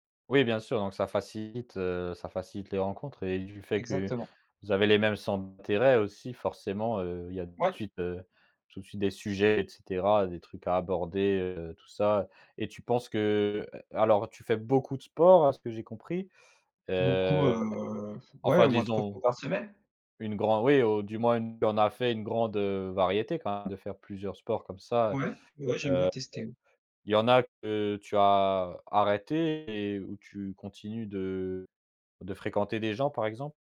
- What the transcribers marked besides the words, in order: stressed: "beaucoup"; unintelligible speech
- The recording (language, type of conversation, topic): French, podcast, Quels lieux t'ont le plus aidé à rencontrer du monde ?